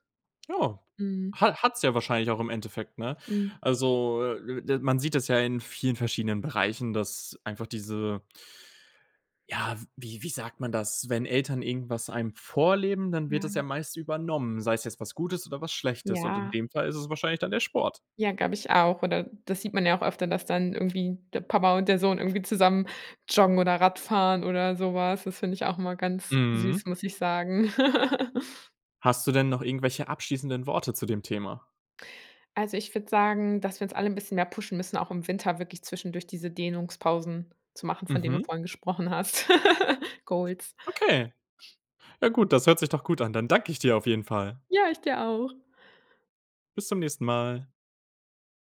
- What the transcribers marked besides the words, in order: other background noise; laugh; laugh; joyful: "Ja, ich dir auch!"
- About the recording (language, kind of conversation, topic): German, podcast, Wie integrierst du Bewegung in einen sitzenden Alltag?